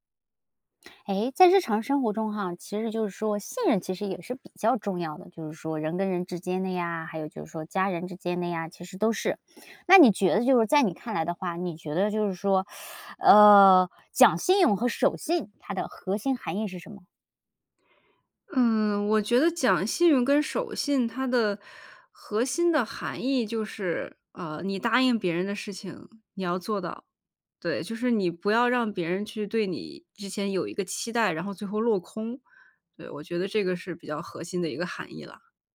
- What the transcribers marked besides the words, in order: teeth sucking
- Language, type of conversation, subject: Chinese, podcast, 你怎么看“说到做到”在日常生活中的作用？